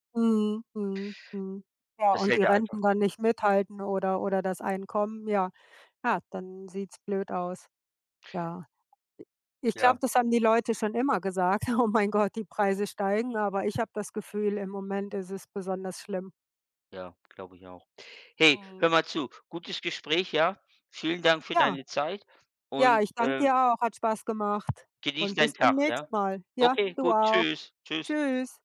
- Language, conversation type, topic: German, unstructured, Was hältst du von den steigenden Preisen im Supermarkt?
- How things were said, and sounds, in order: other background noise; laughing while speaking: "gesagt"